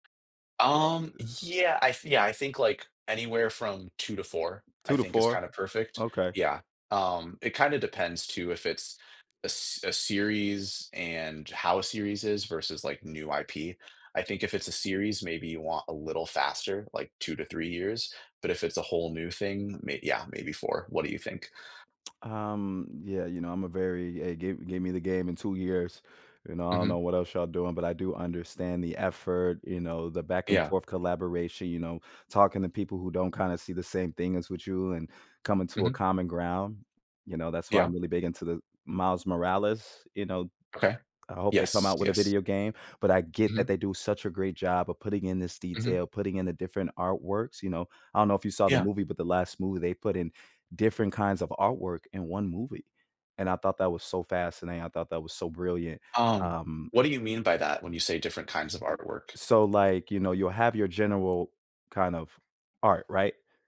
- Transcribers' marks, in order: other background noise; other noise; lip smack; tapping
- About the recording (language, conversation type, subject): English, unstructured, What qualities make a fictional character stand out and connect with audiences?
- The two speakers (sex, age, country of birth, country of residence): male, 25-29, Canada, United States; male, 30-34, United States, United States